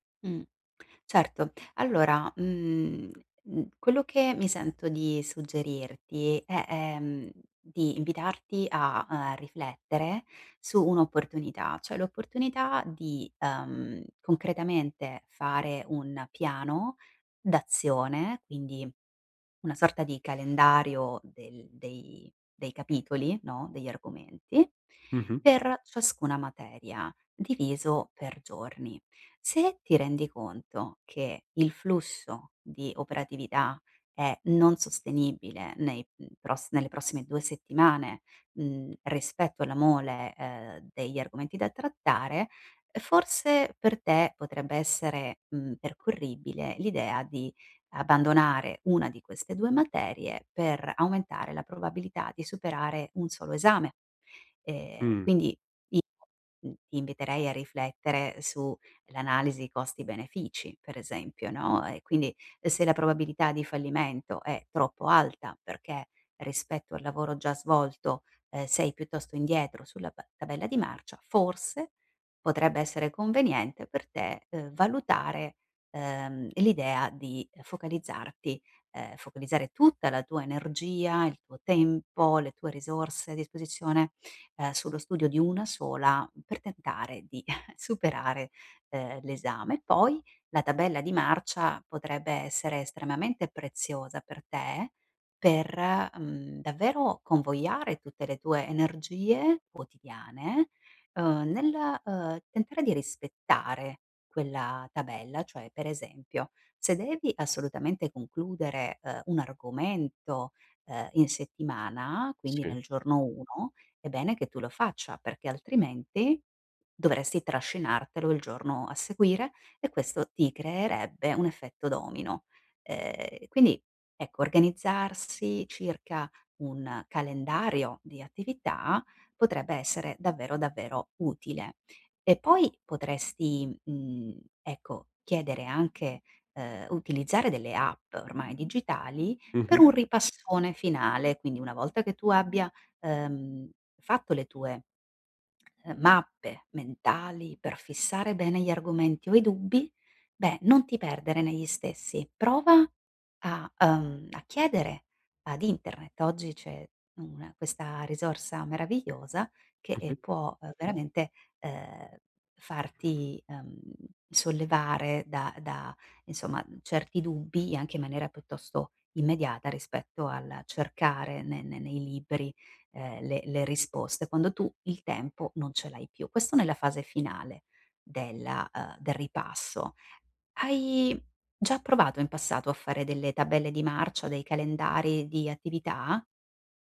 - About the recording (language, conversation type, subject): Italian, advice, Perché faccio fatica a iniziare compiti lunghi e complessi?
- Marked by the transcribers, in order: chuckle